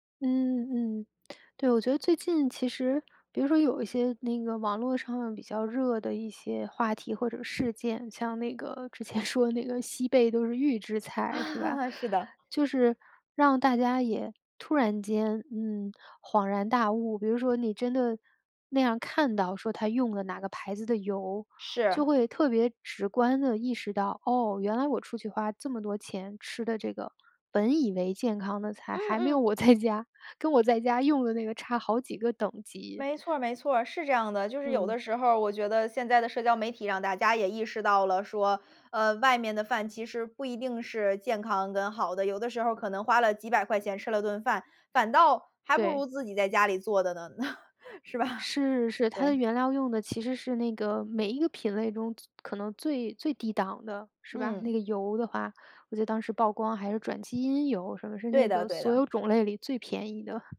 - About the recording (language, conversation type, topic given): Chinese, podcast, 你怎么看外卖和自己做饭的区别？
- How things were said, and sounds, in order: laughing while speaking: "之前说"; chuckle; laughing while speaking: "在家"; chuckle